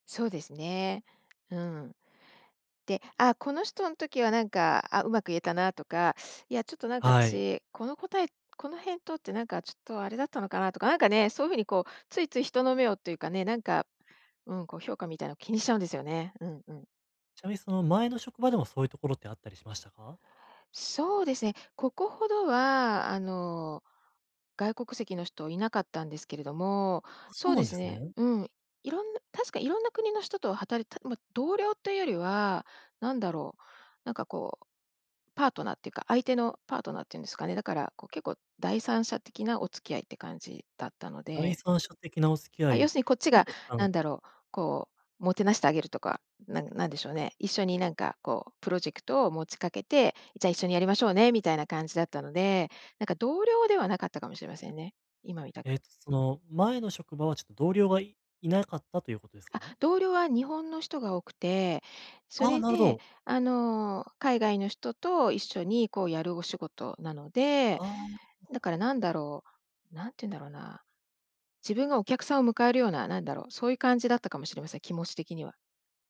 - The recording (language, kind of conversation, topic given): Japanese, advice, 他人の評価を気にしすぎない練習
- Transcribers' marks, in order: none